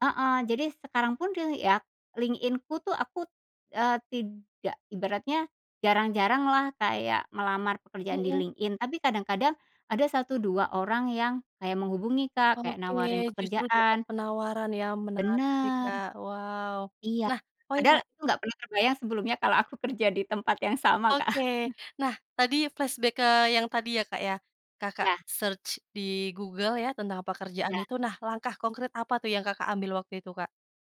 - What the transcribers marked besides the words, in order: chuckle; in English: "flashback"; in English: "search"
- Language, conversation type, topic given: Indonesian, podcast, Bisa ceritakan momen kegagalan yang justru membuatmu tumbuh?